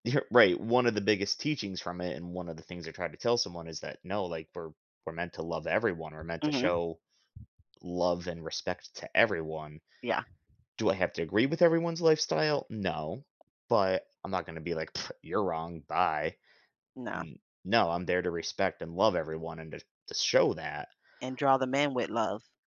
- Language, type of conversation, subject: English, unstructured, What makes cultural identity so important to people?
- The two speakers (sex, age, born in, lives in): female, 35-39, United States, United States; male, 35-39, United States, United States
- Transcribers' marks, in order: laughing while speaking: "You're"; other background noise; tapping